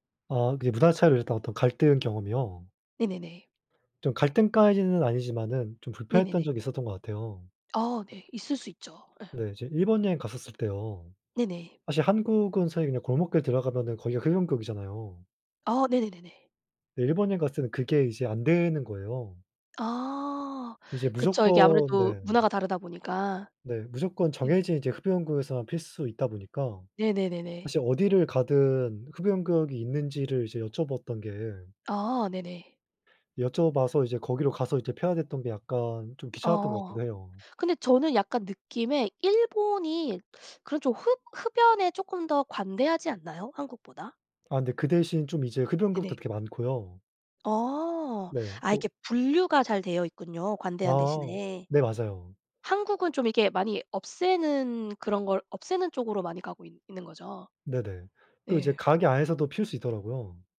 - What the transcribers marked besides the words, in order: other background noise; teeth sucking
- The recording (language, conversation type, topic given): Korean, unstructured, 다양한 문화가 공존하는 사회에서 가장 큰 도전은 무엇일까요?